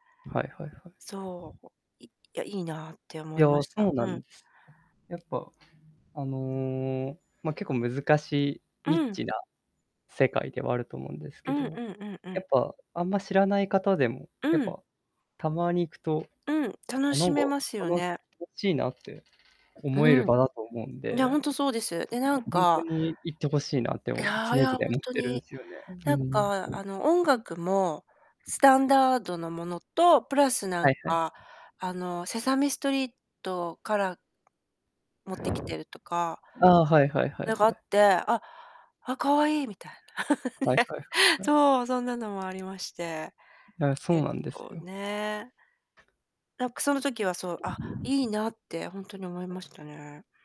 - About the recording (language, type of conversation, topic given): Japanese, unstructured, 趣味にお金をかけすぎることについて、どう思いますか？
- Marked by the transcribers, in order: static; other background noise; unintelligible speech; laugh; tapping